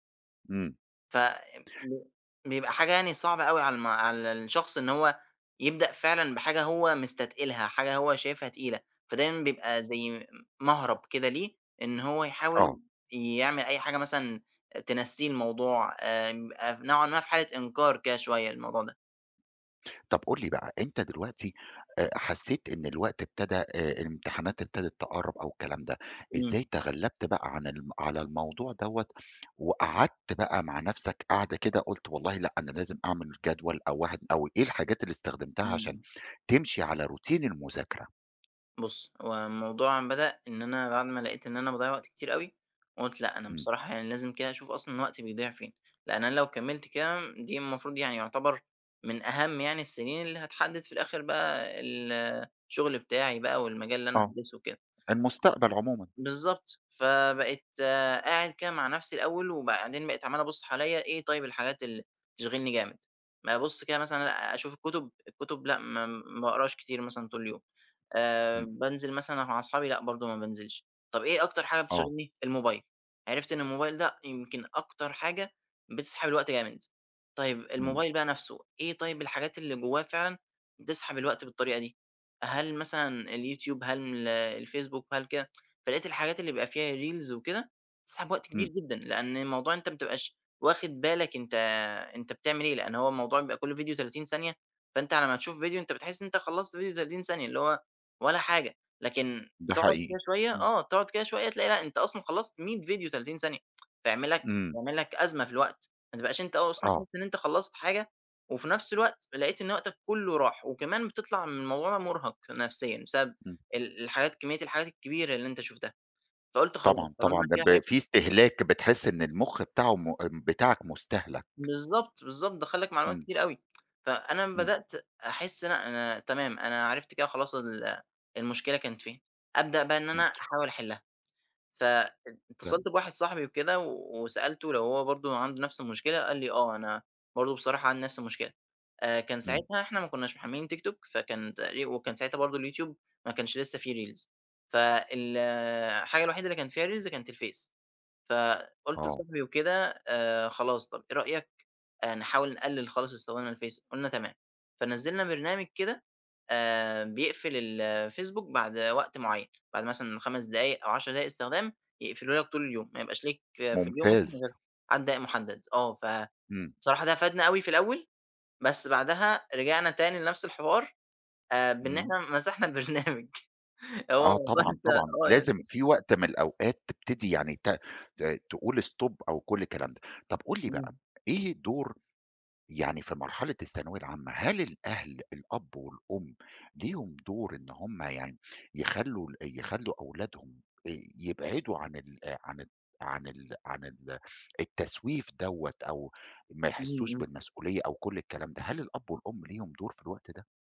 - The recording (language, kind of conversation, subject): Arabic, podcast, إزاي تتغلب على التسويف؟
- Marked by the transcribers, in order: in English: "روتين"; in English: "ريلز"; tsk; tsk; tapping; in English: "ريلز"; in English: "ريلز"; laughing while speaking: "البرنامج، آه بانسى آه"; unintelligible speech; in English: "stop"